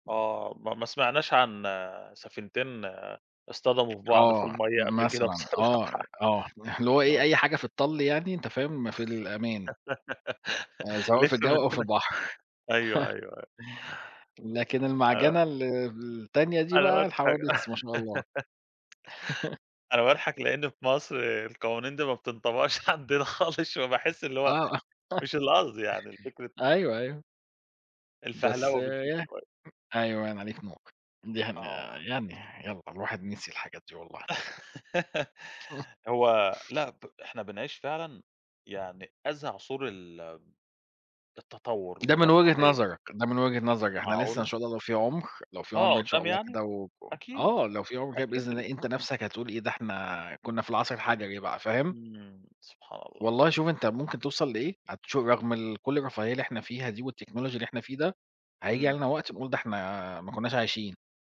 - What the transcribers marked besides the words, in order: tapping; chuckle; laughing while speaking: "كده بصراحة"; giggle; laugh; other noise; laugh; laugh; laughing while speaking: "عندنا خالص"; laugh; other background noise; laugh; chuckle; in English: "والTechnology"
- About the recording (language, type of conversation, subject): Arabic, unstructured, إيه أهم الاكتشافات العلمية اللي غيّرت حياتنا؟
- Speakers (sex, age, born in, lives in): male, 30-34, Egypt, Greece; male, 40-44, Egypt, Portugal